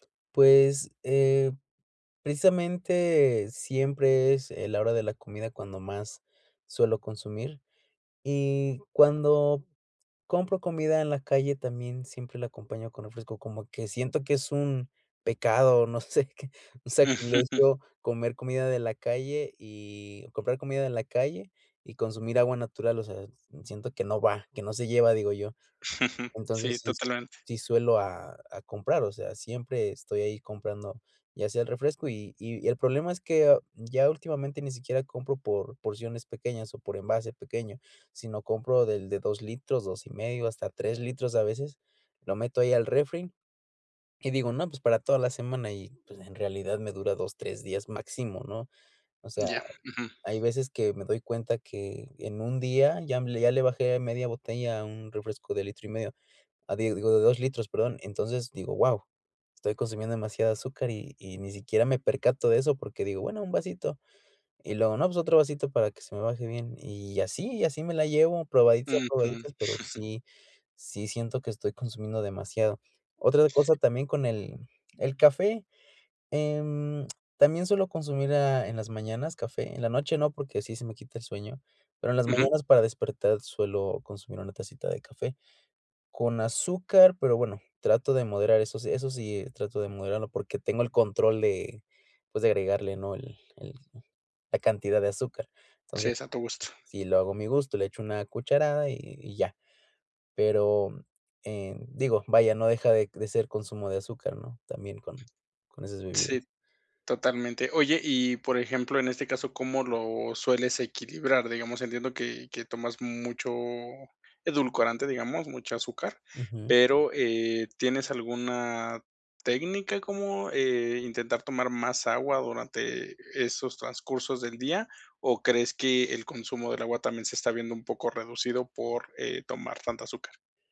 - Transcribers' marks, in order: chuckle; chuckle; chuckle
- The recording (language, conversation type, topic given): Spanish, advice, ¿Cómo puedo equilibrar el consumo de azúcar en mi dieta para reducir la ansiedad y el estrés?